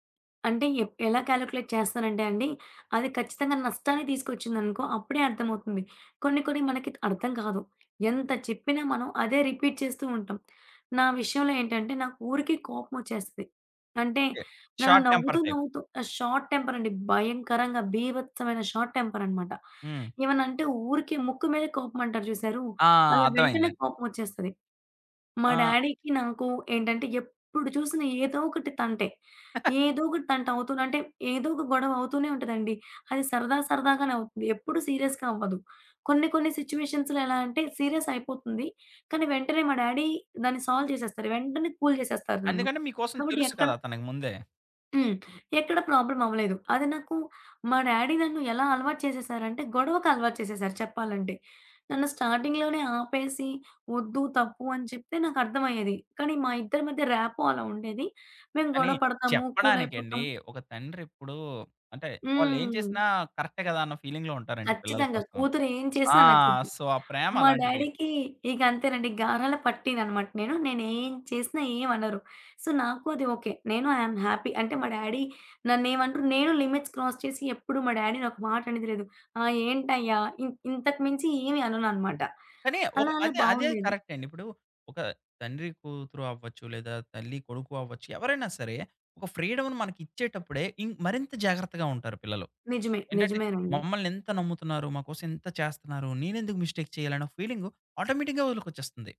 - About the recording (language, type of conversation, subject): Telugu, podcast, పొరపాట్ల నుంచి నేర్చుకోవడానికి మీరు తీసుకునే చిన్న అడుగులు ఏవి?
- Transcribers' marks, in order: in English: "క్యాలిక్యులేట్"; tapping; in English: "రిపీట్"; in English: "షార్ట్ టెంపర్ టైప్"; in English: "షార్ట్"; in English: "షార్ట్"; in English: "డ్యాడీకి"; chuckle; in English: "సీరియస్‌గా"; in English: "సిచ్యువేషన్స్‌లో"; in English: "సీరియస్"; in English: "డ్యాడీ"; in English: "సాల్వ్"; in English: "కూల్"; other background noise; in English: "ప్రాబ్లమ్"; in English: "డ్యాడీ"; in English: "స్టార్టింగ్‌లోనే"; in English: "ర్యాపో"; in English: "ఫీలింగ్‌లో"; in English: "సో"; in English: "డ్యాడీకి"; in English: "సో"; in English: "ఐయామ్ హ్యాపీ"; in English: "డ్యాడీ"; in English: "లిమిట్స్ క్రాస్"; in English: "డ్యాడీని"; in English: "కరెక్ట్"; in English: "మిస్టేక్"; in English: "ఆటోమేటిక్‌గా"